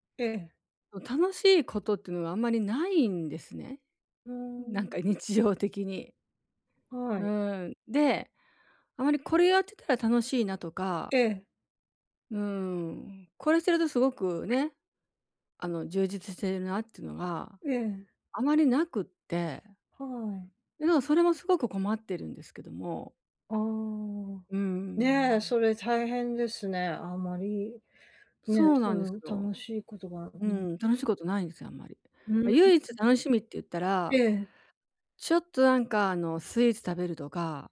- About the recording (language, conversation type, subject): Japanese, advice, やる気が出ないとき、どうすれば一歩を踏み出せますか？
- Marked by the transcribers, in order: none